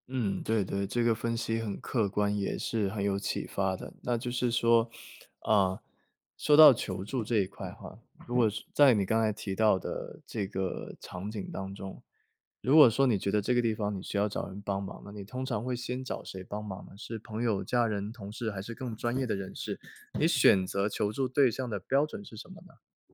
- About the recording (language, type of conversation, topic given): Chinese, podcast, 你通常在什么时候会决定向别人求助？
- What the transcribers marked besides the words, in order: other background noise; tapping